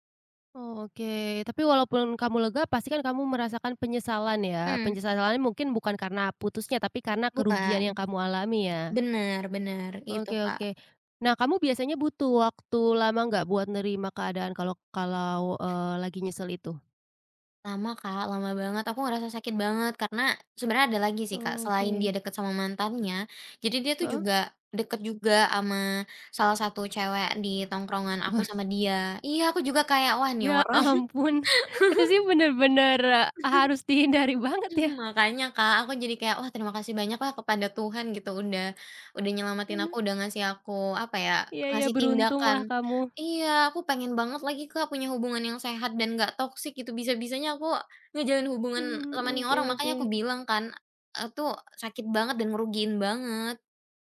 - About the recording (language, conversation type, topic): Indonesian, podcast, Apa yang biasanya kamu lakukan terlebih dahulu saat kamu sangat menyesal?
- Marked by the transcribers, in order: "penyesalannya" said as "penyesasalanya"; other background noise; laughing while speaking: "Wah"; laughing while speaking: "Ya ampun! Itu sih bener-bener harus e dihindari banget ya"; chuckle; tapping